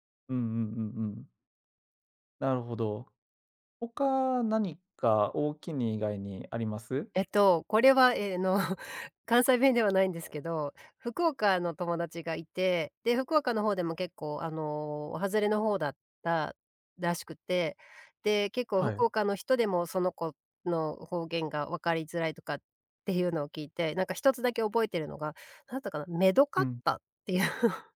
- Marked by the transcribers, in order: laughing while speaking: "っていう"
- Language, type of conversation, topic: Japanese, podcast, 故郷の方言や言い回しで、特に好きなものは何ですか？